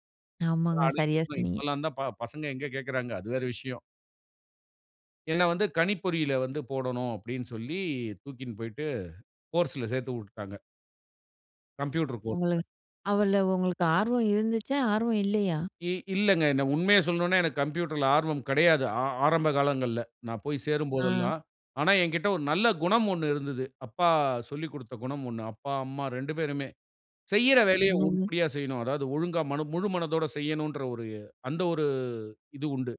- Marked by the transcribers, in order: unintelligible speech; in English: "கோர்ஸ்ல"; in English: "கோர்ஸ்ல"
- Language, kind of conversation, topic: Tamil, podcast, உங்களுக்குப் பிடித்த ஆர்வப்பணி எது, அதைப் பற்றி சொல்லுவீர்களா?